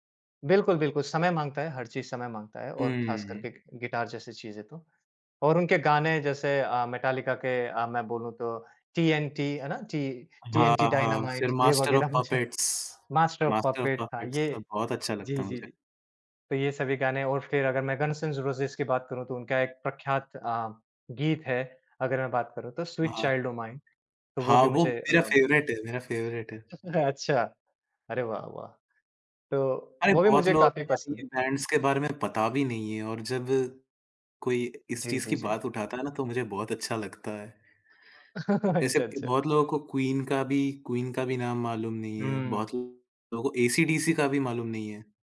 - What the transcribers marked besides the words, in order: laughing while speaking: "मुझे"; in English: "स्वीट चाइल्ड ओ माइन"; in English: "फेवरेट"; in English: "फेवरेट"; chuckle; in English: "बैंड्स"; laugh
- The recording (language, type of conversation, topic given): Hindi, podcast, आपका पसंदीदा शौक कौन-सा है, और आपने इसे कैसे शुरू किया?